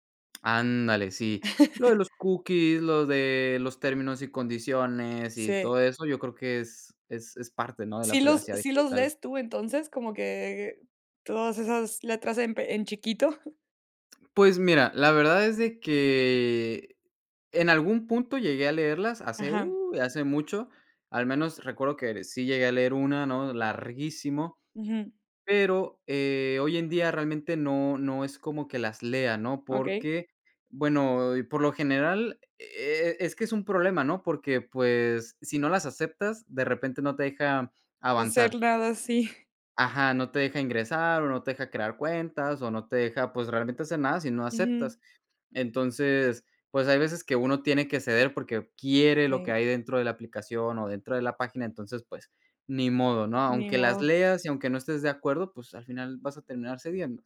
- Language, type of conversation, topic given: Spanish, podcast, ¿Qué miedos o ilusiones tienes sobre la privacidad digital?
- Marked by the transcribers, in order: laugh; other background noise; tapping